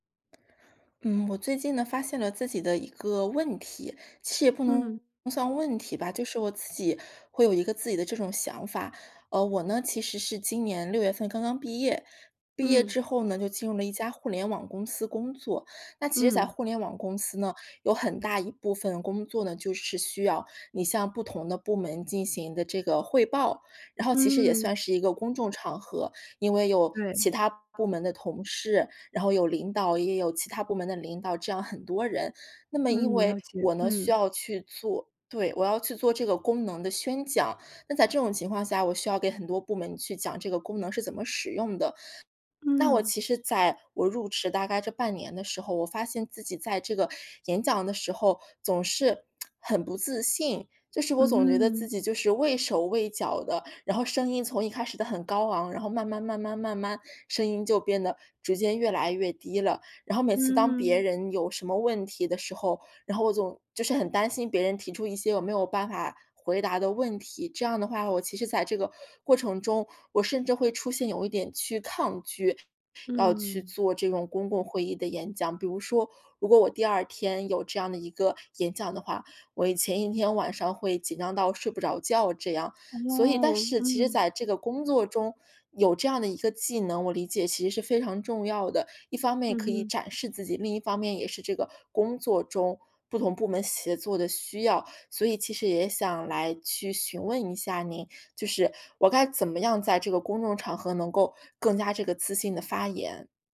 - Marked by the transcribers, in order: other background noise; lip smack; "我" said as "有"
- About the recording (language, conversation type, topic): Chinese, advice, 我怎样才能在公众场合更自信地发言？